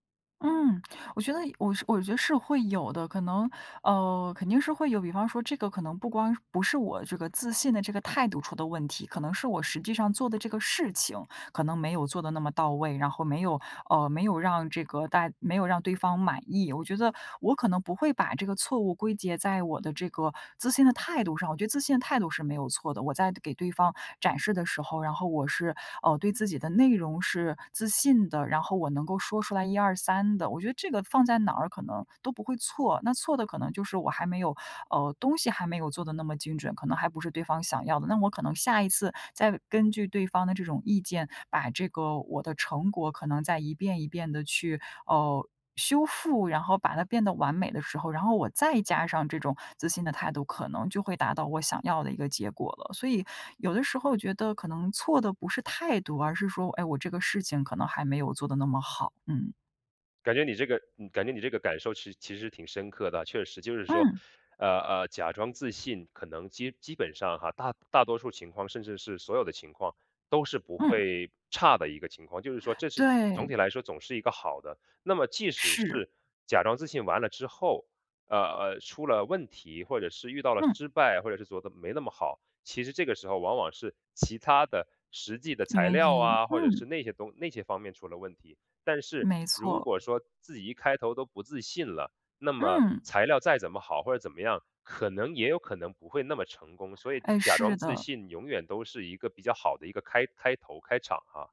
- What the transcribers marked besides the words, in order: "觉得" said as "昨的"; other background noise
- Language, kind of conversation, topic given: Chinese, podcast, 你有没有用过“假装自信”的方法？效果如何？